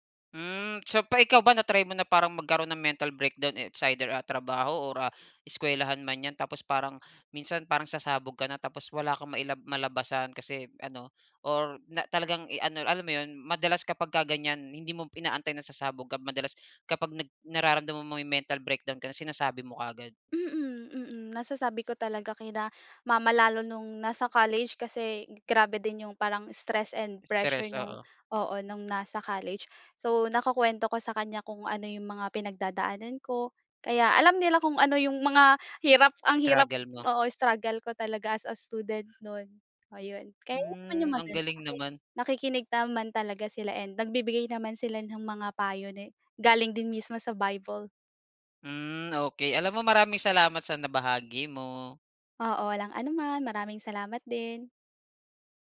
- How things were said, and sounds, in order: other background noise
- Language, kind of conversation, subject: Filipino, podcast, Ano ang ginagawa ninyo para manatiling malapit sa isa’t isa kahit abala?